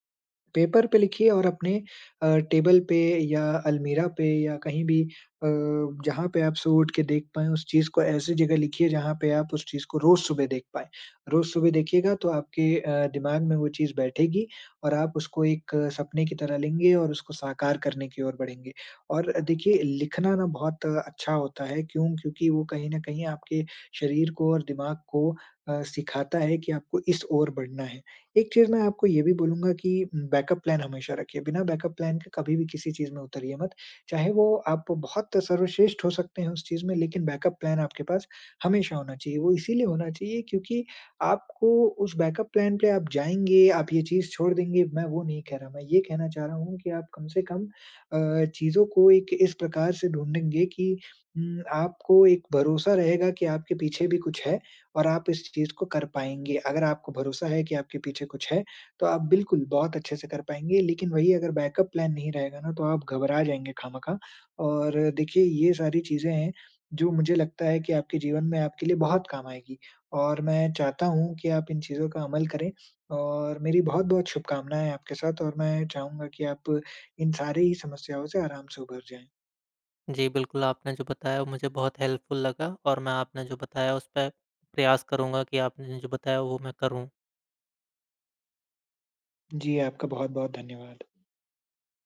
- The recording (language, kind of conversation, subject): Hindi, advice, जब आपका लक्ष्य बहुत बड़ा लग रहा हो और असफल होने का डर हो, तो आप क्या करें?
- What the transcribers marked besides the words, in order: in English: "बैकअप प्लान"; in English: "बैकअप प्लान"; in English: "बैकअप प्लान"; in English: "बैकअप प्लान"; in English: "बैकअप प्लान"; in English: "हेल्पफुल"